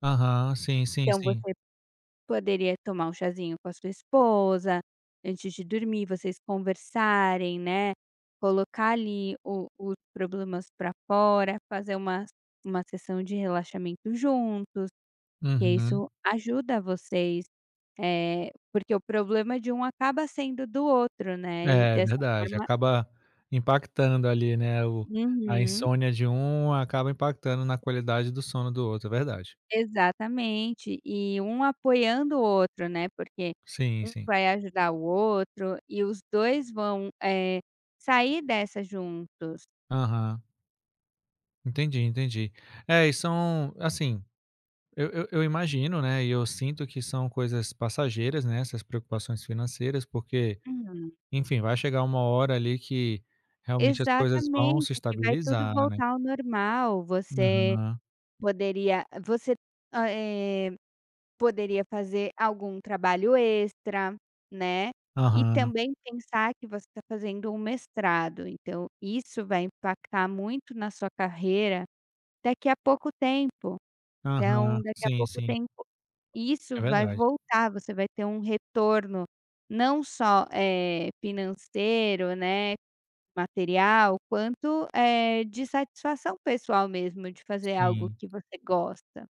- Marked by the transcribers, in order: none
- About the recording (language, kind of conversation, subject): Portuguese, advice, Como a insônia causada por preocupações financeiras está afetando você?